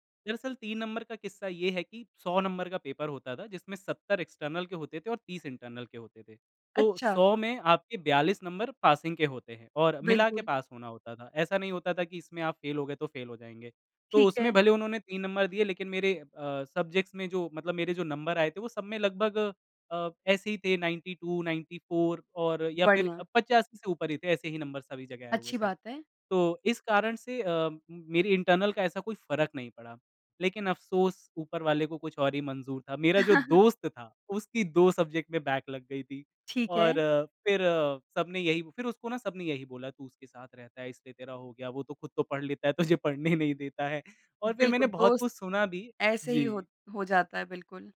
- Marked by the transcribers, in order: in English: "एक्सटर्नल"; in English: "इंटरनल"; in English: "पासिंग"; in English: "सब्जेक्ट्स"; in English: "नाइंटी टू नाइंटी फ़ॉर"; in English: "इंटरनल"; chuckle; in English: "सब्जेक्ट"; in English: "बैक"; laughing while speaking: "तुझे पढ़ने"
- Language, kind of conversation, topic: Hindi, podcast, आपकी पढ़ाई की सबसे यादगार कहानी क्या है?